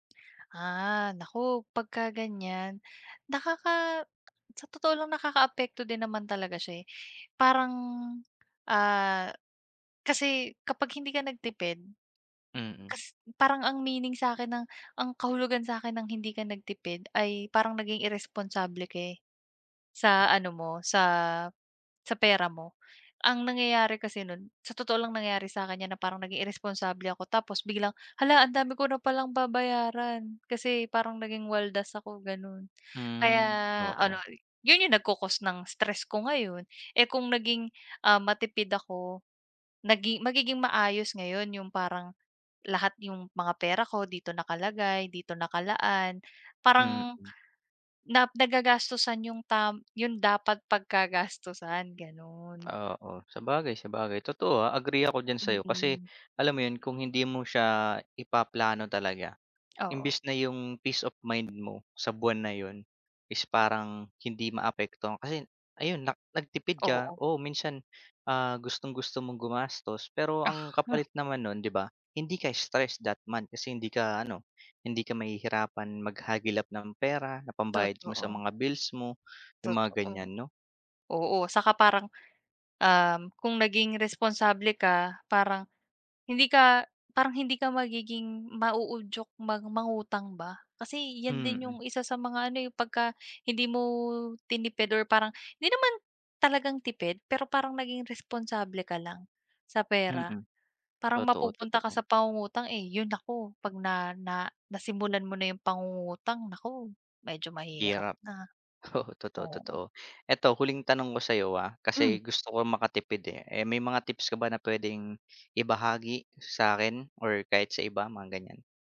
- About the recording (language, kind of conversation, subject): Filipino, unstructured, Ano ang pakiramdam mo kapag malaki ang natitipid mo?
- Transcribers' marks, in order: tapping; unintelligible speech; other background noise; laughing while speaking: "Oo"